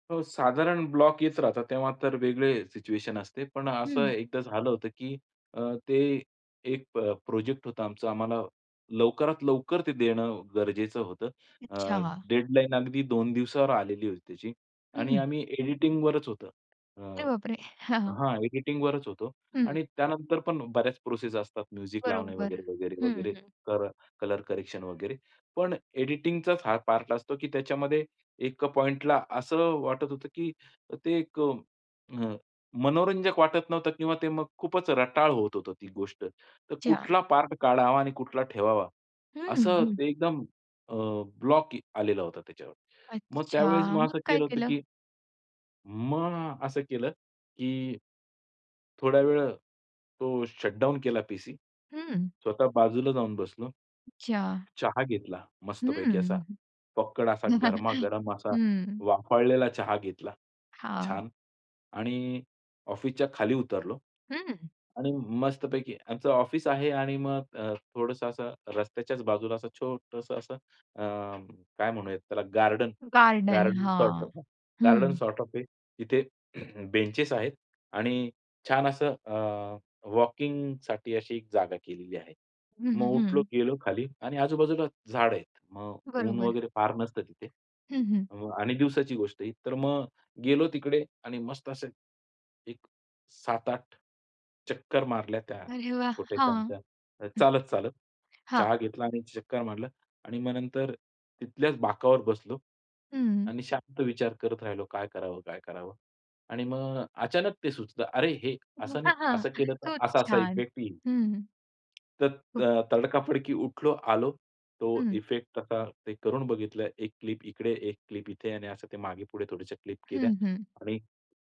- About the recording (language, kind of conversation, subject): Marathi, podcast, जर सर्जनशीलतेचा अडथळा आला, तर तुम्ही काय कराल?
- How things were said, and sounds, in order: tapping; laughing while speaking: "हां, हां"; in English: "म्युझिक"; other background noise; chuckle; throat clearing; unintelligible speech